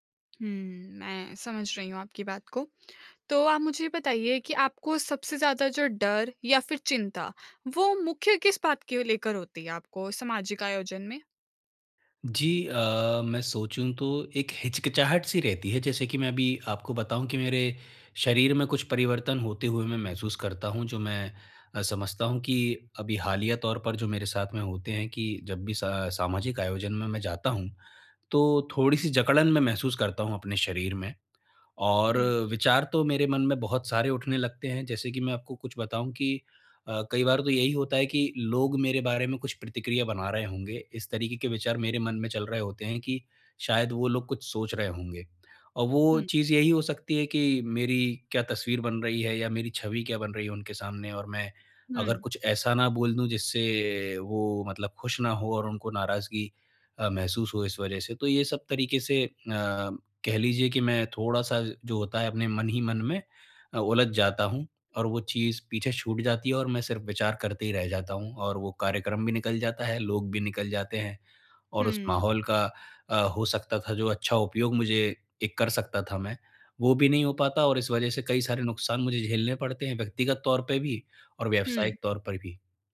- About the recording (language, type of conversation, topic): Hindi, advice, सामाजिक आयोजनों में मैं अधिक आत्मविश्वास कैसे महसूस कर सकता/सकती हूँ?
- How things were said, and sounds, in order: tongue click